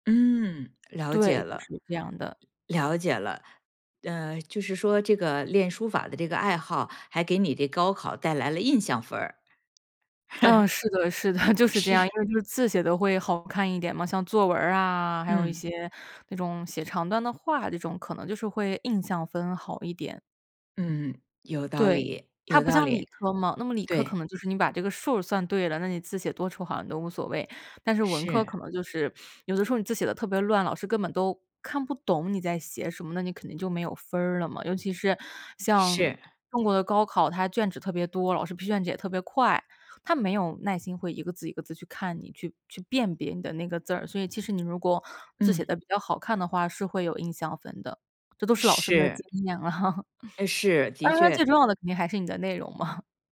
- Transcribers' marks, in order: laugh; laughing while speaking: "就是这样"; laughing while speaking: "是"; laughing while speaking: "经验了"; laugh; chuckle
- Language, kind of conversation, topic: Chinese, podcast, 你是怎么开始这个爱好的啊？